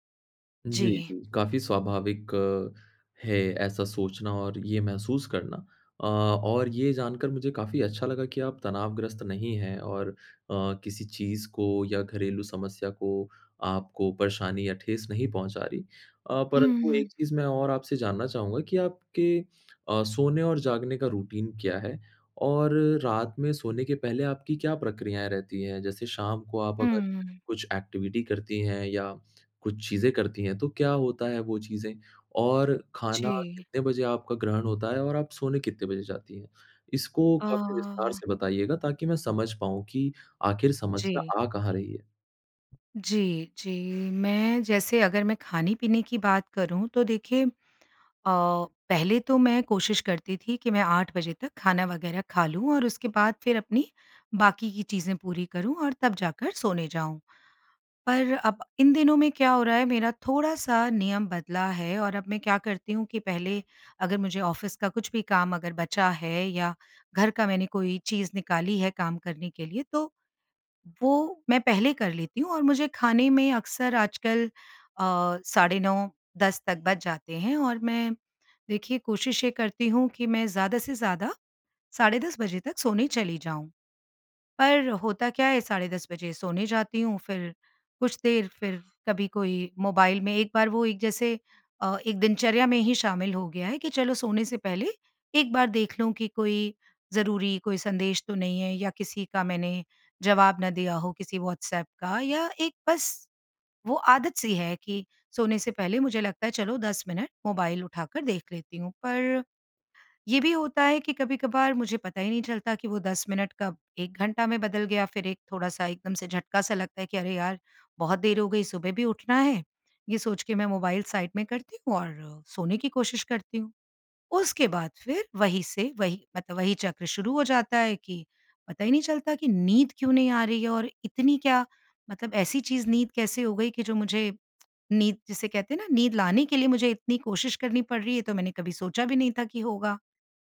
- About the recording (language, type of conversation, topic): Hindi, advice, क्या चिंता के कारण आपको रात में नींद नहीं आती और आप सुबह थका हुआ महसूस करके उठते हैं?
- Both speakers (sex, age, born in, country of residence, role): female, 50-54, India, India, user; male, 25-29, India, India, advisor
- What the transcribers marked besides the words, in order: in English: "रूटीन"; in English: "एक्टिविटी"; in English: "साइड"